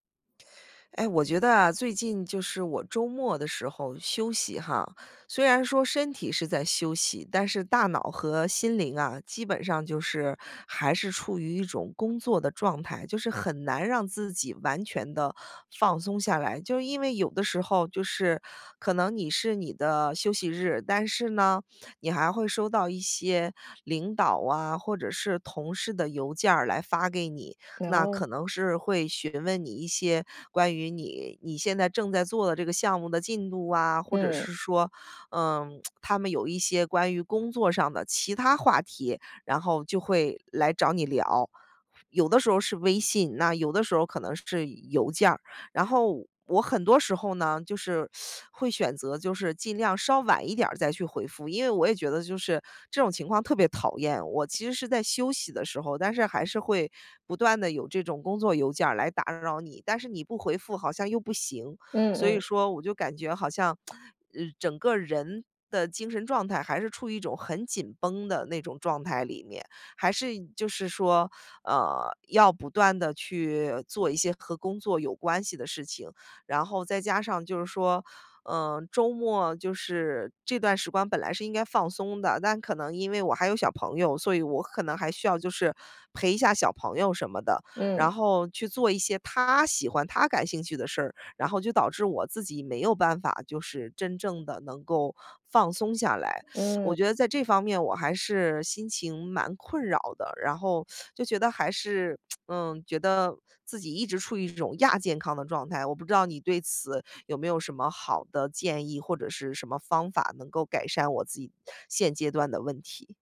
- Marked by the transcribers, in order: lip smack; teeth sucking; lip smack; teeth sucking; lip smack
- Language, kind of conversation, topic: Chinese, advice, 为什么我周末总是放不下工作，无法真正放松？